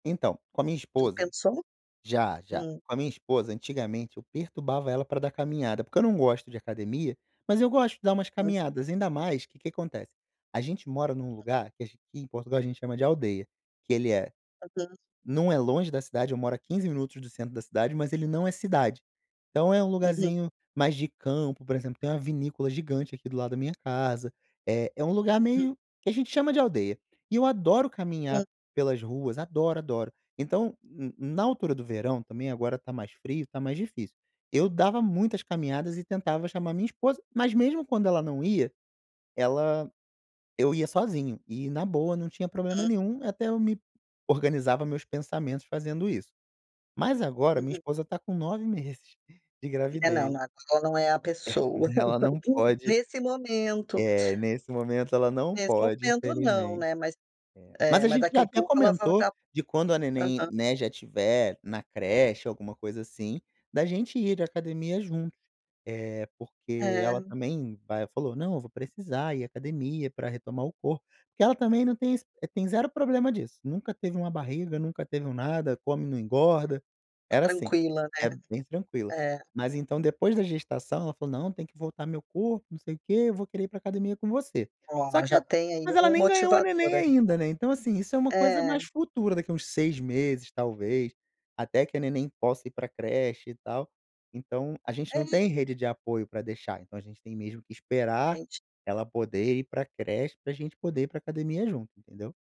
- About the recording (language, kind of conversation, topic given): Portuguese, advice, Como você tem se sentido em relação aos seus treinos e ao prazer nas atividades físicas?
- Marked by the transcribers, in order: laugh